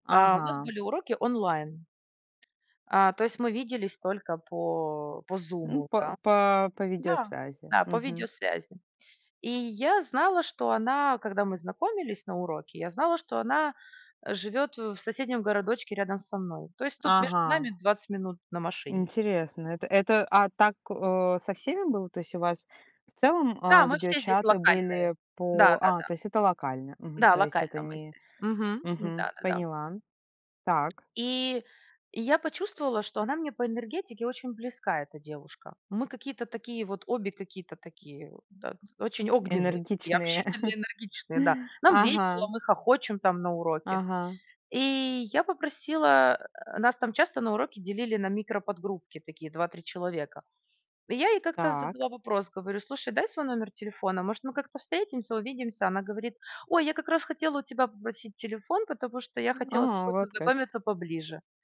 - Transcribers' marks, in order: other background noise; tapping; chuckle
- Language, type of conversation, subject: Russian, podcast, Что помогает тебе заводить друзей в дороге?